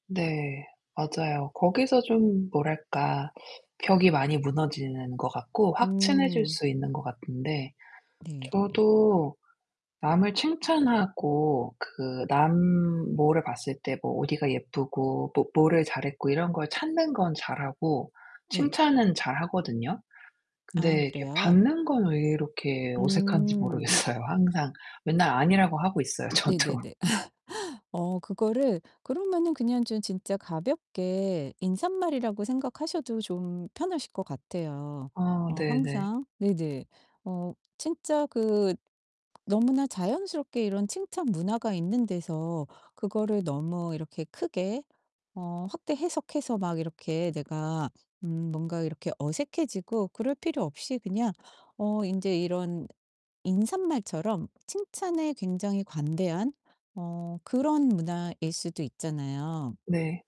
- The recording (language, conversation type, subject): Korean, advice, 칭찬을 받을 때 불편함을 줄이고 감사함을 자연스럽게 표현하려면 어떻게 해야 하나요?
- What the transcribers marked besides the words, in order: distorted speech; laughing while speaking: "모르겠어요"; laughing while speaking: "저도"; laugh; tapping